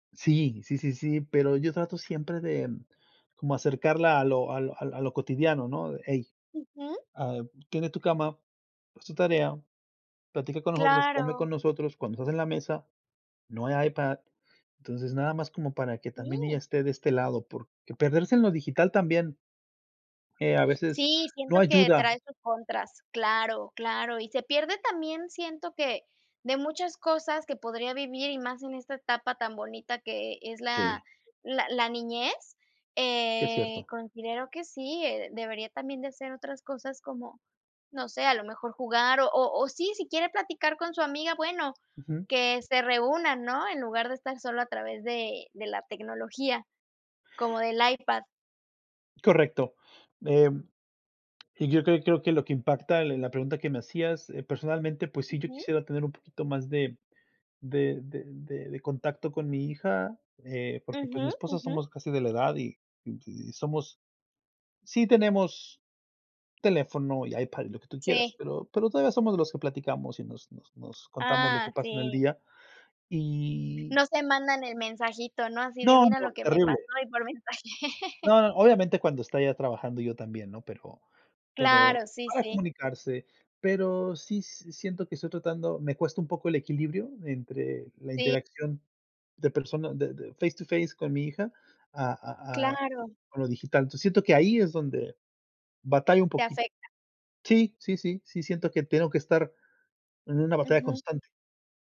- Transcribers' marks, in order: tapping; laughing while speaking: "mensaje"; laugh; in English: "face to face"
- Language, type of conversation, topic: Spanish, unstructured, ¿Cómo crees que la tecnología ha cambiado nuestra forma de comunicarnos?